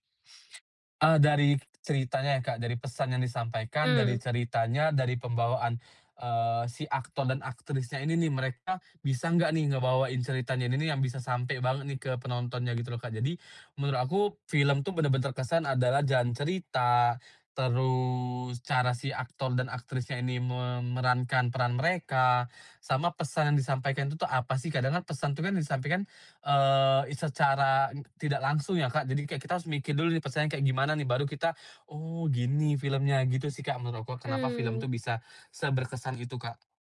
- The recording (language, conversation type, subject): Indonesian, podcast, Film apa yang bikin kamu sampai lupa waktu saat menontonnya, dan kenapa?
- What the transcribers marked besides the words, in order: other background noise; drawn out: "terus"; tapping